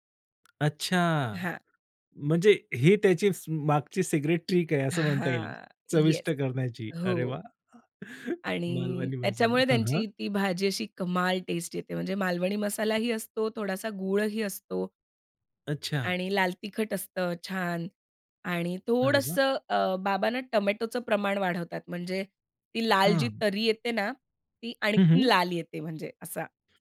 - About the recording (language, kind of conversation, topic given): Marathi, podcast, एखाद्या खास चवीमुळे तुम्हाला घरची आठवण कधी येते?
- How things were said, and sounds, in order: tapping; other background noise; in English: "ट्रिक"